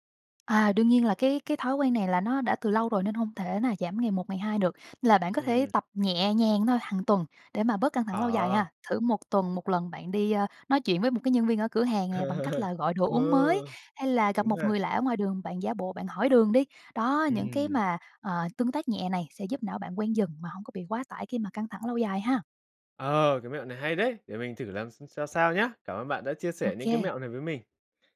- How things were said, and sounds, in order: tapping; other background noise; chuckle
- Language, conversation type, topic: Vietnamese, advice, Bạn đã trải qua cơn hoảng loạn như thế nào?